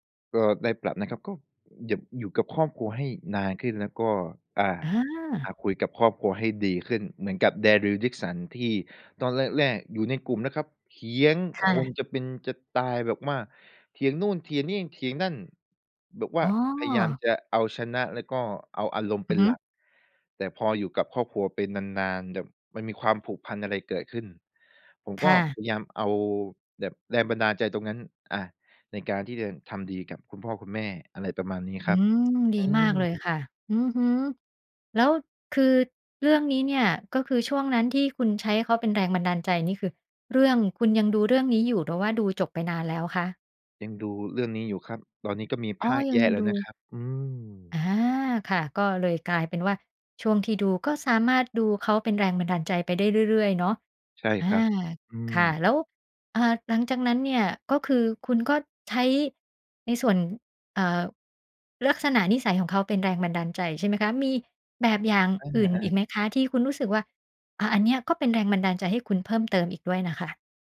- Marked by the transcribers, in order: stressed: "เถียง"; other background noise
- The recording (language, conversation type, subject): Thai, podcast, มีตัวละครตัวไหนที่คุณใช้เป็นแรงบันดาลใจบ้าง เล่าให้ฟังได้ไหม?